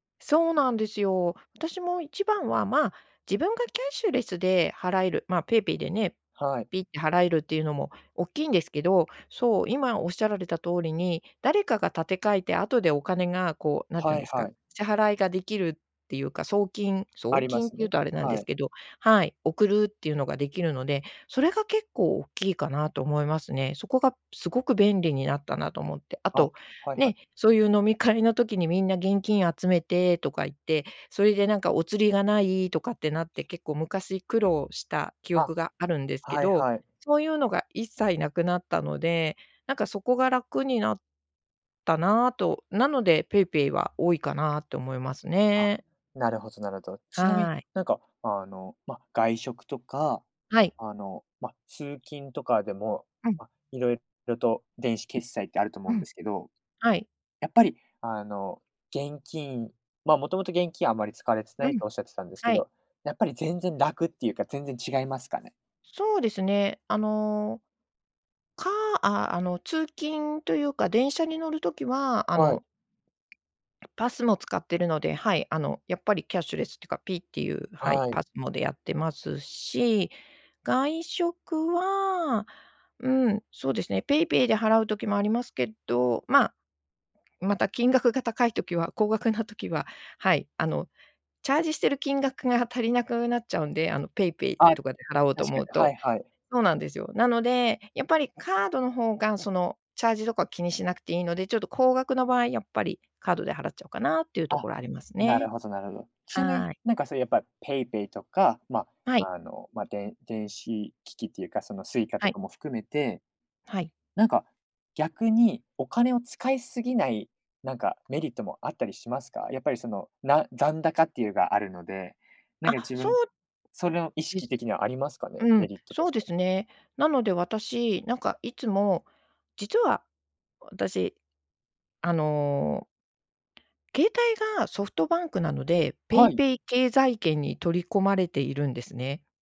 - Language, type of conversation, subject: Japanese, podcast, キャッシュレス化で日常はどのように変わりましたか？
- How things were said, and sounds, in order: sniff; other noise